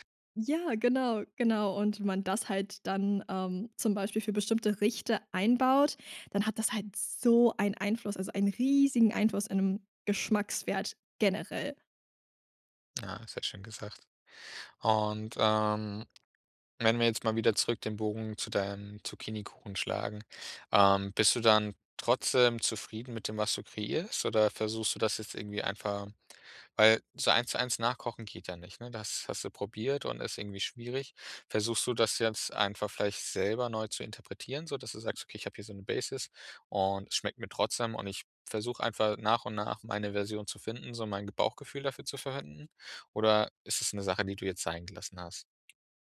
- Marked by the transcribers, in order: stressed: "so"; stressed: "riesigen"; other background noise; put-on voice: "Basis"
- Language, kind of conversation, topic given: German, podcast, Gibt es ein verlorenes Rezept, das du gerne wiederhättest?